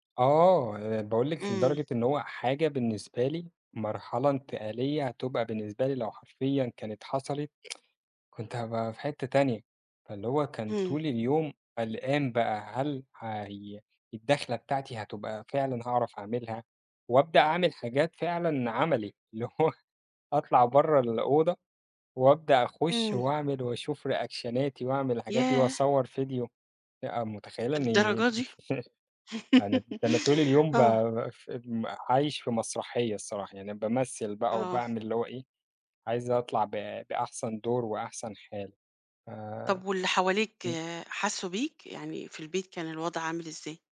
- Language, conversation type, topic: Arabic, podcast, إزاي بتتعامل مع القلق اللي بيمنعك من النوم؟
- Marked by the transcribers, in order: tsk; laughing while speaking: "اللي هو"; in English: "reactionاتي"; chuckle; laugh; tapping